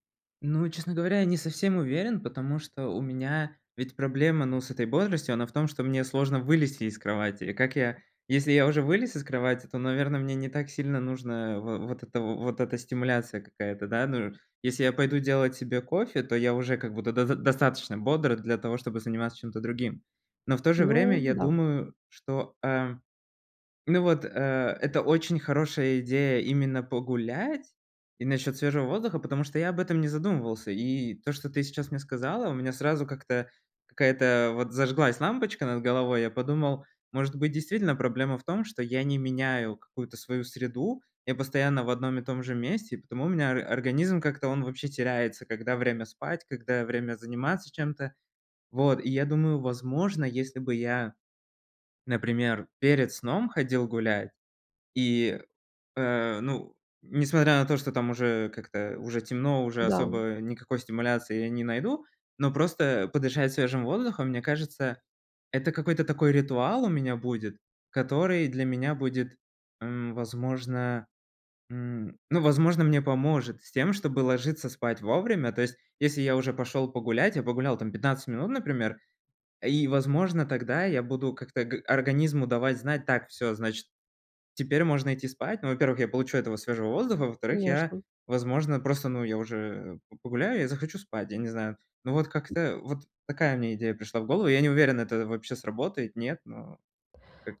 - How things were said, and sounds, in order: other background noise
- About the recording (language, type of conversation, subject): Russian, advice, Как мне просыпаться бодрее и побороть утреннюю вялость?